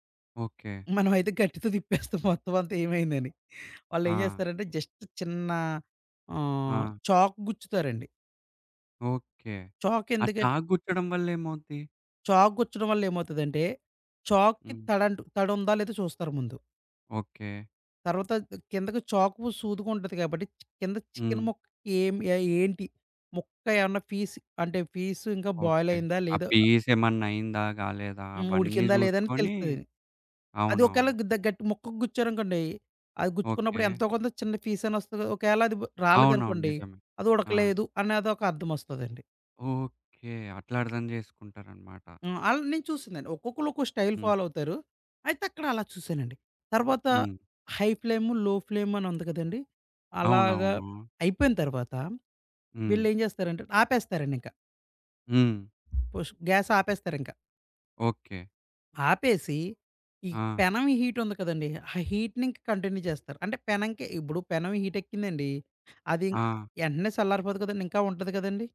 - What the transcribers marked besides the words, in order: laughing while speaking: "మనమైతే గరిటితో తిప్పేస్తాం, మొత్తం అంతా ఏమైందని"; in English: "జస్ట్"; other background noise; in English: "పీస్"; in English: "పీస్"; in English: "బొయిల్"; in English: "పీస్"; in English: "పీస్"; in English: "స్టైల్ ఫాలో"; in English: "హై"; in English: "లో ఫ్లేమ్"; tapping; in English: "గ్యాస్"; in English: "హీట్"; in English: "హీట్‌ని"; in English: "కంటిన్యూ"; in English: "హీట్"
- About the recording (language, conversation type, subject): Telugu, podcast, సాధారణ పదార్థాలతో ఇంట్లోనే రెస్టారెంట్‌లాంటి రుచి ఎలా తీసుకురాగలరు?